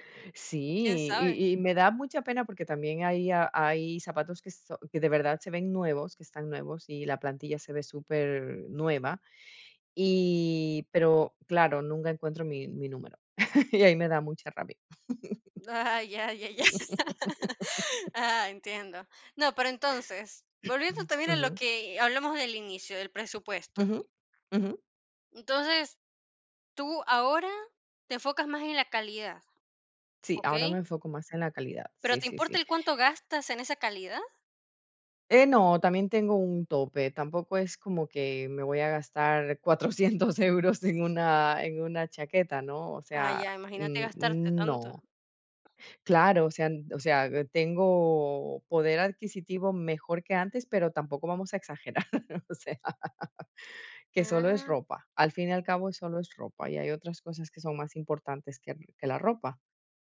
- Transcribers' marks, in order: laugh; throat clearing; laughing while speaking: "cuatrocientos euros"; tapping; laughing while speaking: "o sea"
- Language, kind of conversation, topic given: Spanish, podcast, ¿Prefieres comprar ropa nueva o buscarla en tiendas de segunda mano?